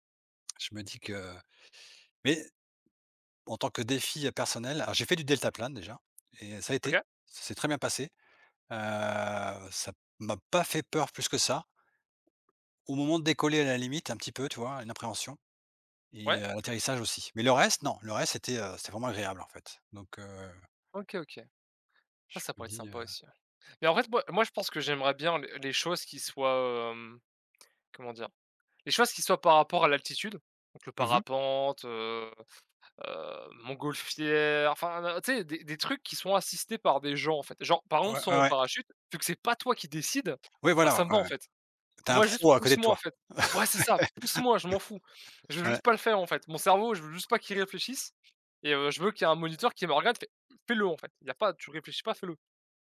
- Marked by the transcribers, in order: tapping; chuckle; laughing while speaking: "Ouais"
- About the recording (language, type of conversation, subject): French, unstructured, Quel loisir aimerais-tu essayer un jour ?